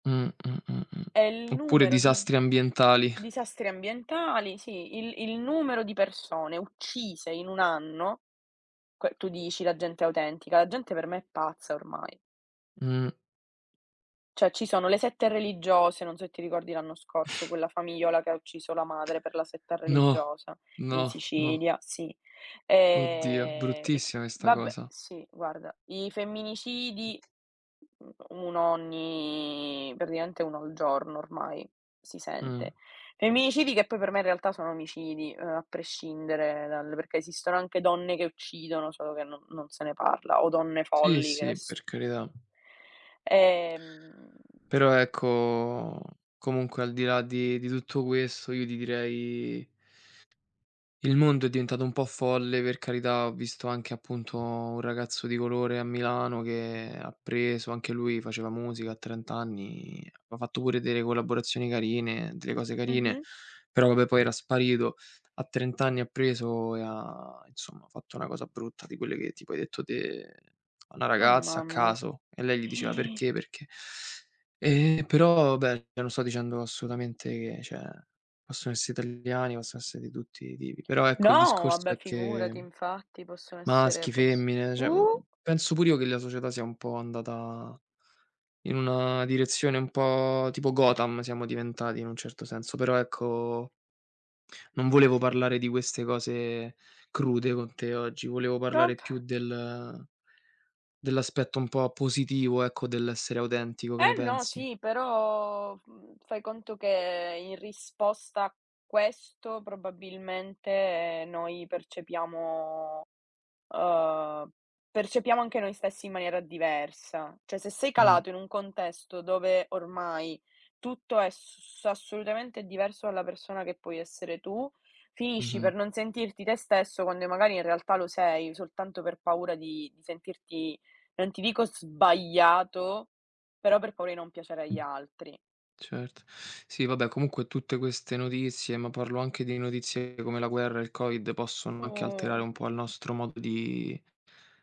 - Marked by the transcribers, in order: "religiose" said as "religgiose"; snort; other background noise; "famigliola" said as "famiiola"; "religiosa" said as "religgiosa"; tapping; "carità" said as "caridà"; drawn out: "E"; "cioè" said as "ceh"; "cioè" said as "ceh"; "agli" said as "aii"; drawn out: "Oh"
- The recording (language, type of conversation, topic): Italian, unstructured, Che cosa ti fa sentire più autentico?